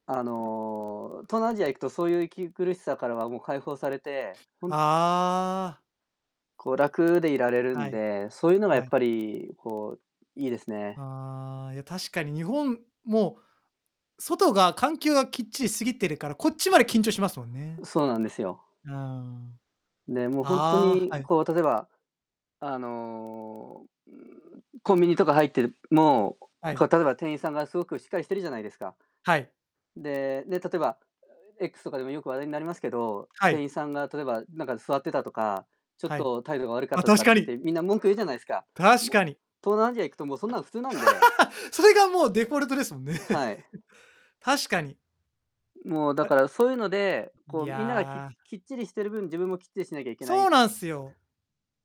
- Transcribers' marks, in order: distorted speech; groan; laugh; tapping; laughing while speaking: "もんね"; chuckle
- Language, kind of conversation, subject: Japanese, unstructured, 旅行に行くとき、何をいちばん楽しみにしていますか？